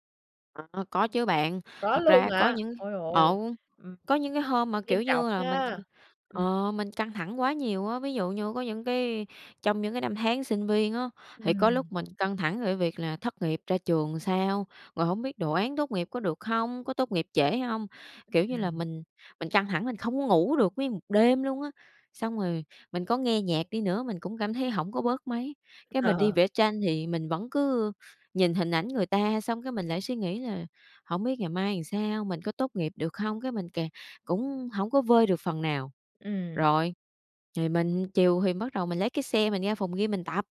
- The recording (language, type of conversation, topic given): Vietnamese, podcast, Bạn có cách nào giảm căng thẳng hiệu quả không?
- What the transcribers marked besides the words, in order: other background noise; "làm" said as "ừn"; laugh; "làm" said as "ừn"